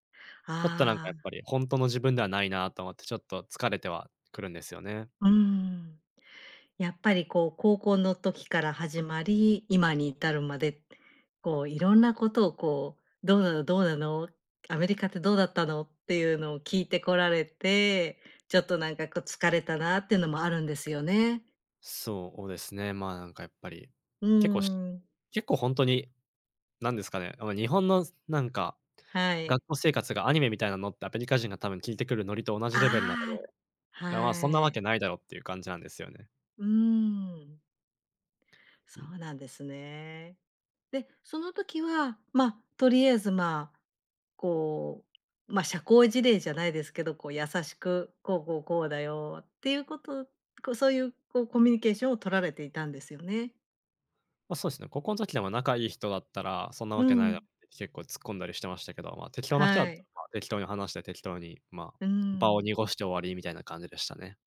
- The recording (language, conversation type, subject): Japanese, advice, 新しい環境で自分を偽って馴染もうとして疲れた
- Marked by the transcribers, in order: none